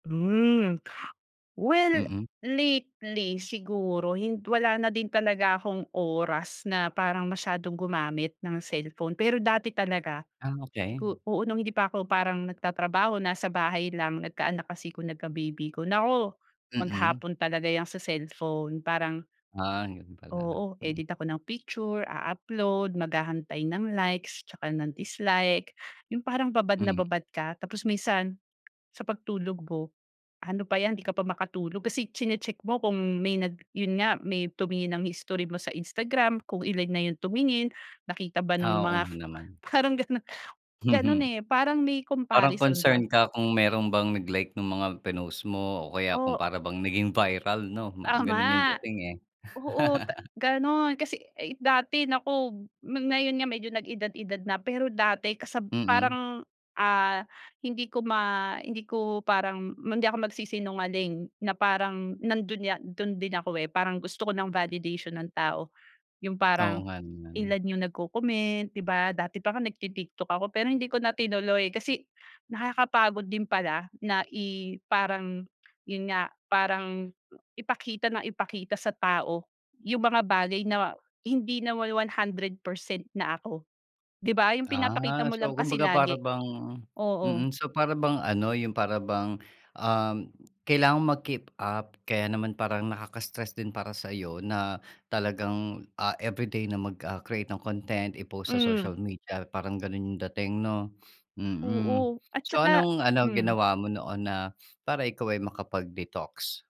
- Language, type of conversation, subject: Filipino, podcast, Ano ang ginagawa mo para makapagpahinga muna sa paggamit ng mga kagamitang digital paminsan-minsan?
- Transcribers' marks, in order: tongue click; laughing while speaking: "parang ganun"; laugh